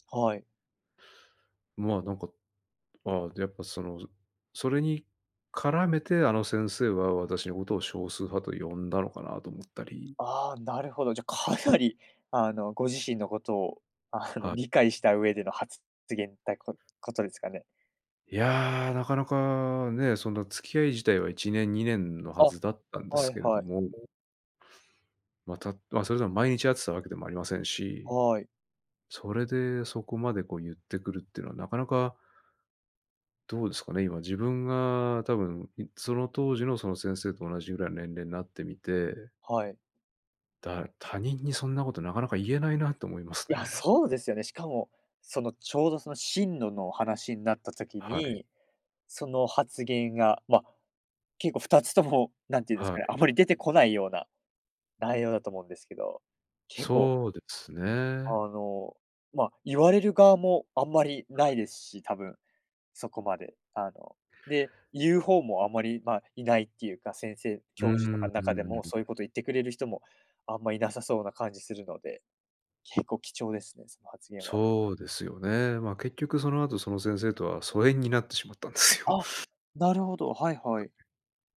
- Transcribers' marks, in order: other noise; laughing while speaking: "かなり"; "発言" said as "つげん"
- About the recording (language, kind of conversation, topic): Japanese, podcast, 誰かの一言で人生が変わった経験はありますか？